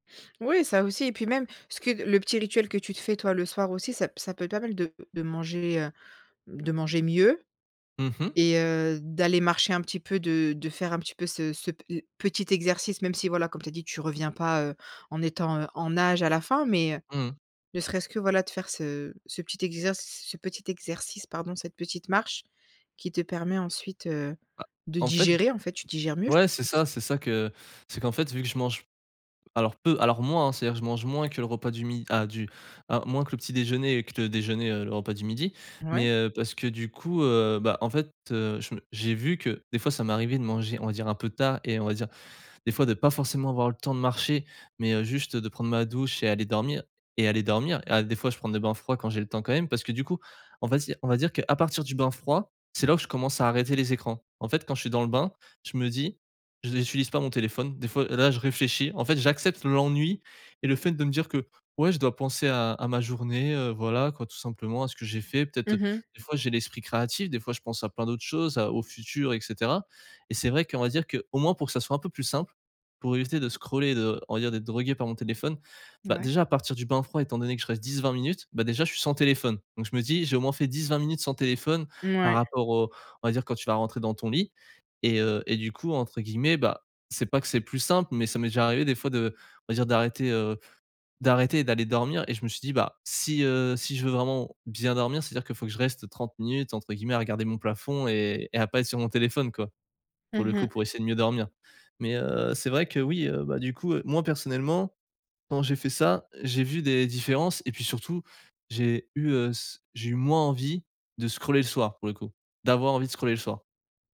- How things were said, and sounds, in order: other background noise; tapping
- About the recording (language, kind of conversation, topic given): French, podcast, Comment éviter de scroller sans fin le soir ?